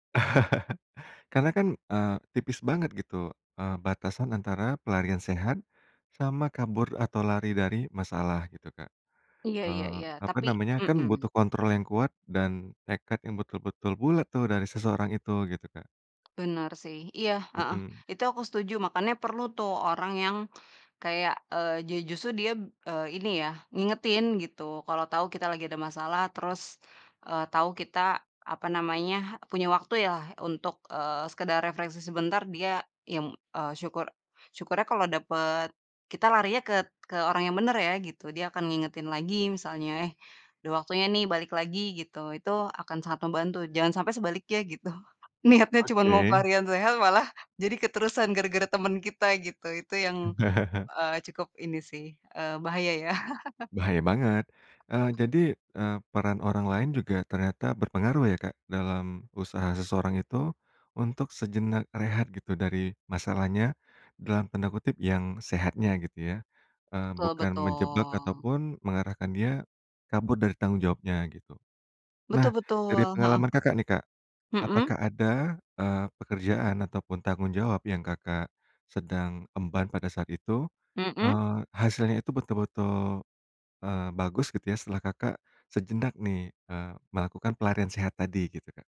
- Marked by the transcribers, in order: chuckle; other background noise; in English: "refreshing"; laughing while speaking: "gitu. Niatnya"; chuckle; chuckle; tapping
- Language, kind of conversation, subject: Indonesian, podcast, Menurutmu, apa batasan antara pelarian sehat dan menghindari masalah?